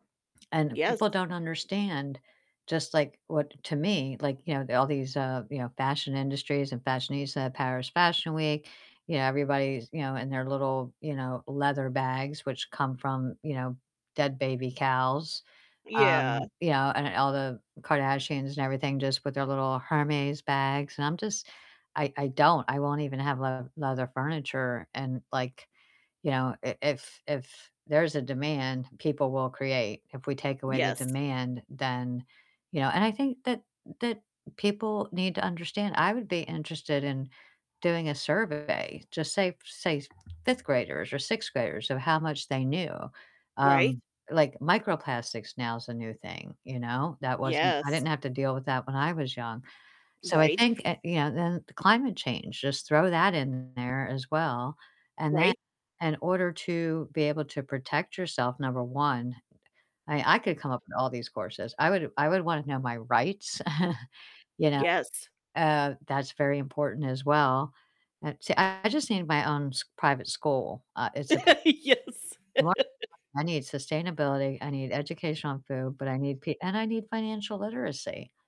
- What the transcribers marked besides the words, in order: other background noise; distorted speech; static; chuckle; laugh; laughing while speaking: "Yes"; unintelligible speech; laugh
- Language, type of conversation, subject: English, unstructured, Which topics would you include in your dream course?